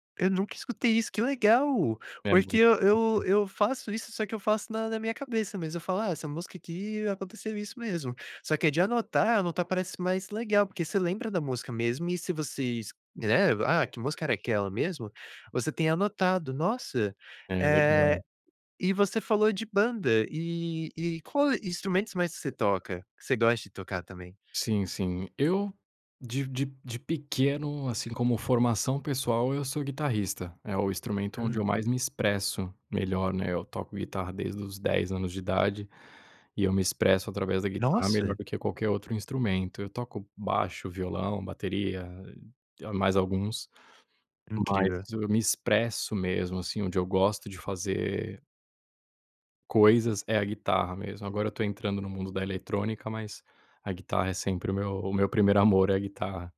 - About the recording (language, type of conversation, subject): Portuguese, podcast, Como você usa playlists para guardar memórias?
- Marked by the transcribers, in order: none